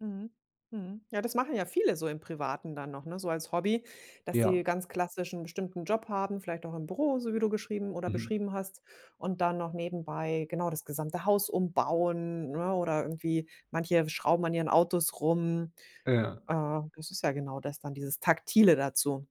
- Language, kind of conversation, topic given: German, podcast, Was ist die wichtigste Lektion, die du deinem jüngeren Ich mitgeben würdest?
- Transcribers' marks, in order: other background noise